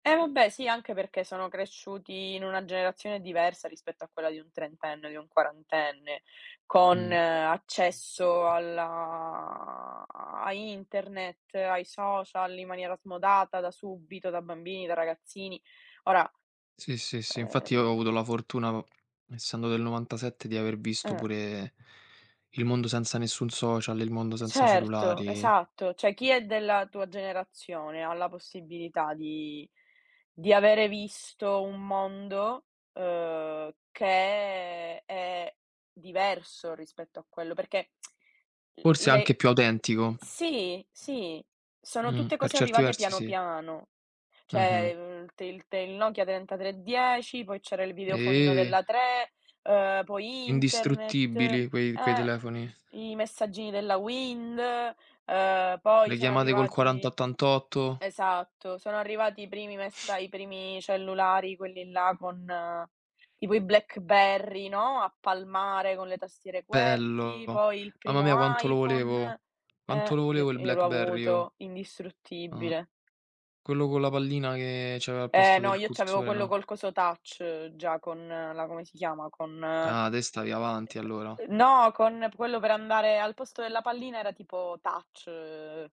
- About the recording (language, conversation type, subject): Italian, unstructured, Che cosa ti fa sentire più autentico?
- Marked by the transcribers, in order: other noise; tapping; drawn out: "alla"; swallow; "Cioè" said as "ceh"; lip smack; drawn out: "Eh"